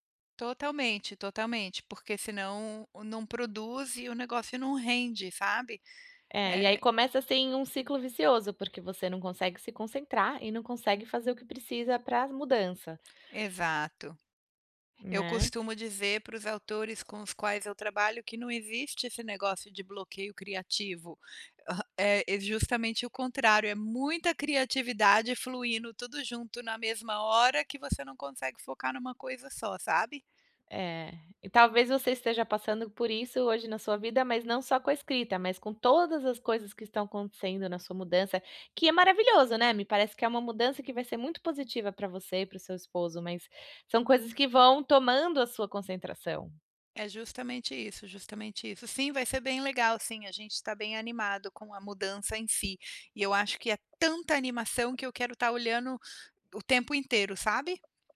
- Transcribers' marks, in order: tapping; other background noise
- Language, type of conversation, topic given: Portuguese, advice, Como posso me concentrar quando minha mente está muito agitada?